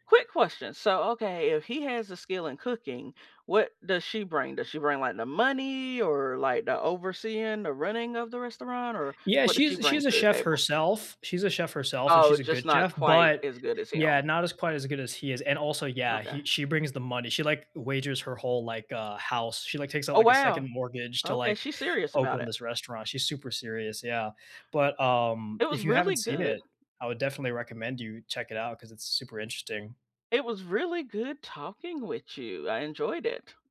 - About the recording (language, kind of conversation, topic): English, unstructured, Which comfort shows do you rewatch to lift your mood, and what makes them feel so soothing?
- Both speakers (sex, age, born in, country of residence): female, 45-49, United States, United States; male, 25-29, United States, United States
- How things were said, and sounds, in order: tapping